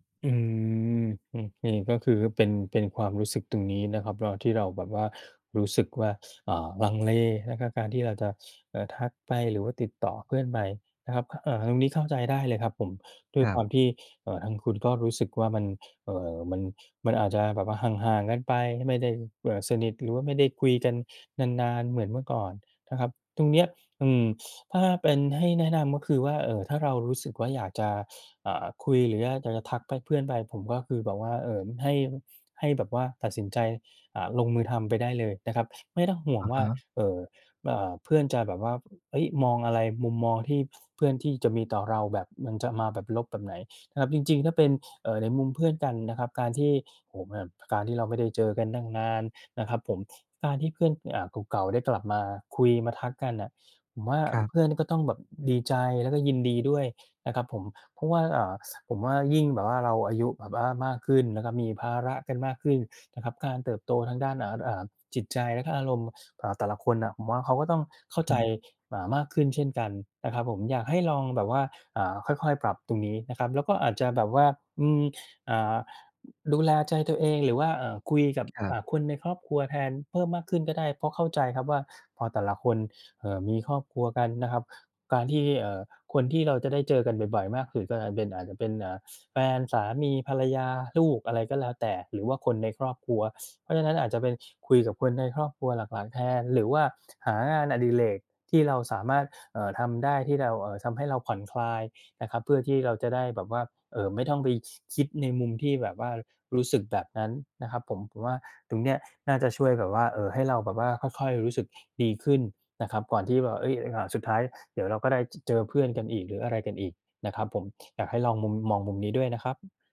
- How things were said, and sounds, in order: none
- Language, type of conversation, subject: Thai, advice, ทำไมฉันถึงรู้สึกว่าถูกเพื่อนละเลยและโดดเดี่ยวในกลุ่ม?